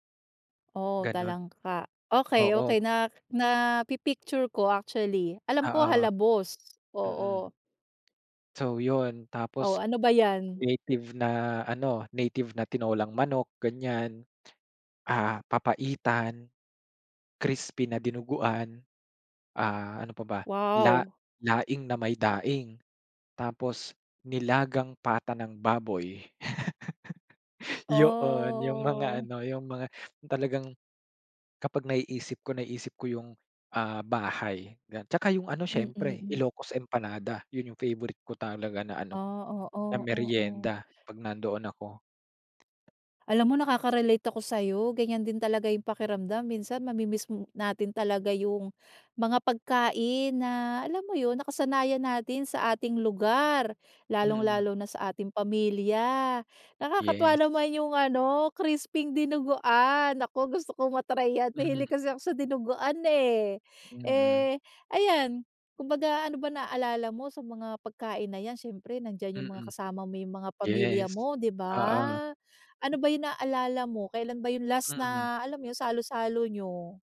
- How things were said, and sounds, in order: other background noise; tsk; tapping; giggle; laughing while speaking: "Yo-'on yung mga ano yung mga"; joyful: "Nakakatuwa naman yung ano, crisping … sa dinuguan eh"; laughing while speaking: "Mm"
- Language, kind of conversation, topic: Filipino, podcast, Anong pagkain ang nagbibigay sa’yo ng pakiramdam na nasa tahanan ka, at ano ang kuwento nito?
- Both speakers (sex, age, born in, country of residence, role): female, 40-44, Philippines, United States, host; male, 25-29, Philippines, Philippines, guest